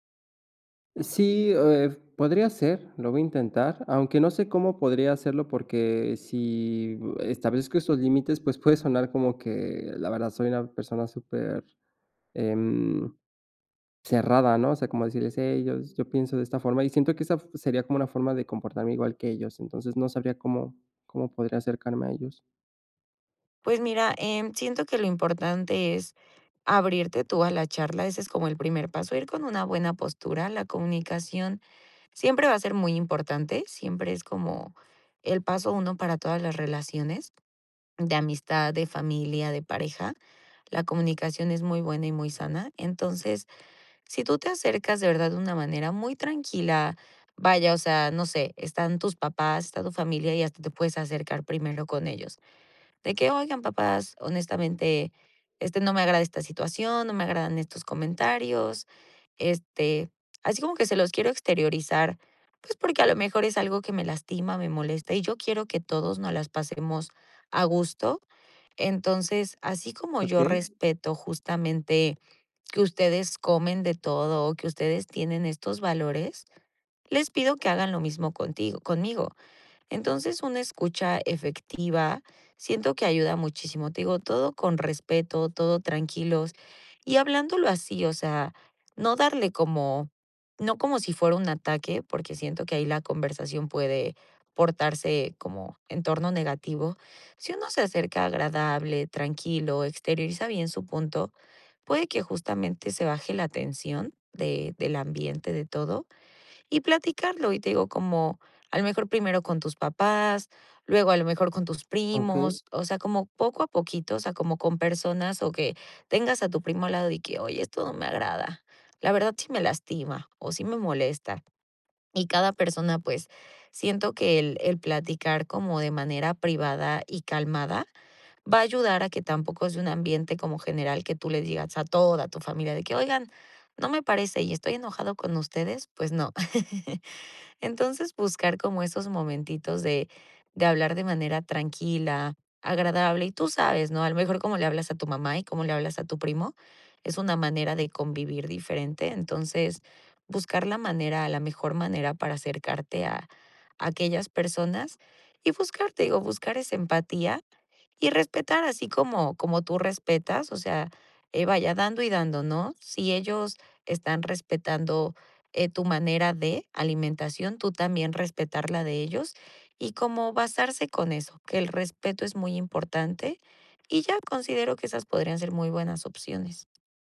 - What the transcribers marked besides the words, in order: chuckle
- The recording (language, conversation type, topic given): Spanish, advice, ¿Cómo puedo mantener la armonía en reuniones familiares pese a claras diferencias de valores?